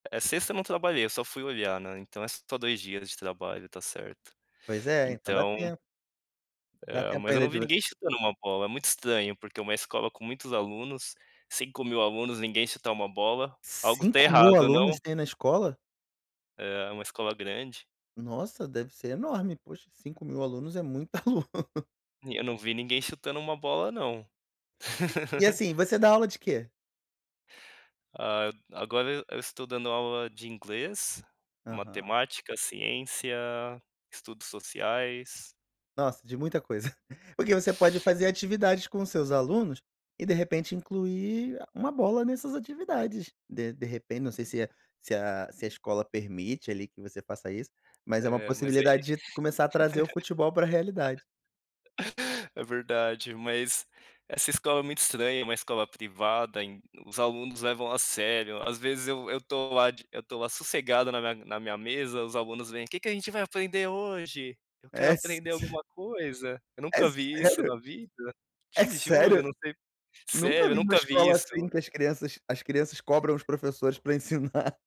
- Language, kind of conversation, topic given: Portuguese, podcast, Que hábito ou hobby da infância você ainda pratica hoje?
- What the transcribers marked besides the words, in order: laughing while speaking: "muito aluno"; laugh; chuckle; laugh; tapping; other background noise; chuckle